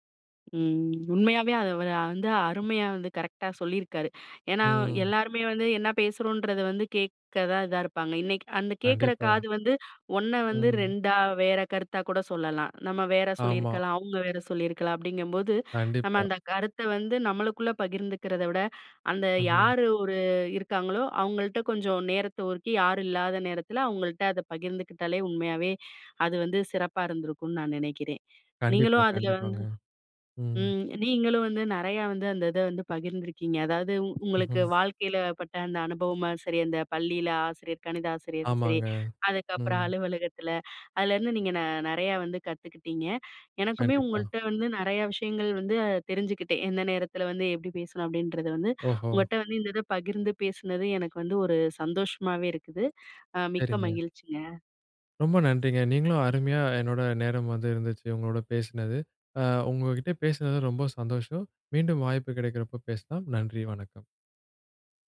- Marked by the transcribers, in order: none
- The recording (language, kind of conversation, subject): Tamil, podcast, ஒரு கருத்தை நேர்மையாகப் பகிர்ந்துகொள்ள சரியான நேரத்தை நீங்கள் எப்படி தேர்வு செய்கிறீர்கள்?